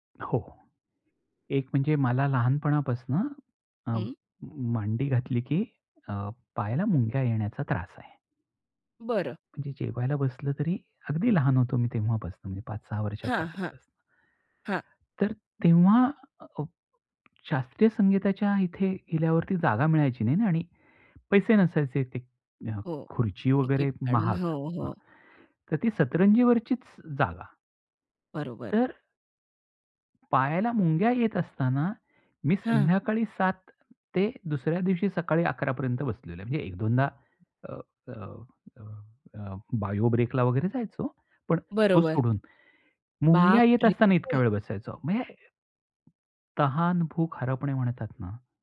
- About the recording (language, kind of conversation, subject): Marathi, podcast, संगीताच्या लयींत हरवण्याचा तुमचा अनुभव कसा असतो?
- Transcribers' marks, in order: other noise; tapping; surprised: "बाप रे!"